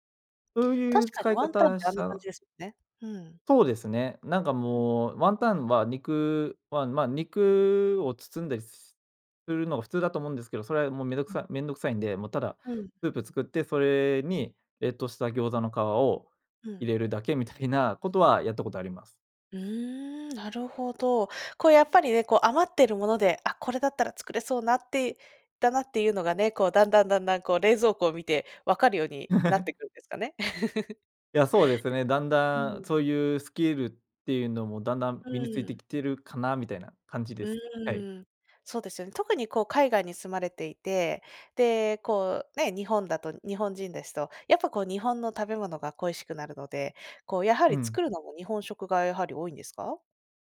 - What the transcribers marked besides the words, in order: tapping; other background noise; laugh
- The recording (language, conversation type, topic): Japanese, podcast, 普段、食事の献立はどのように決めていますか？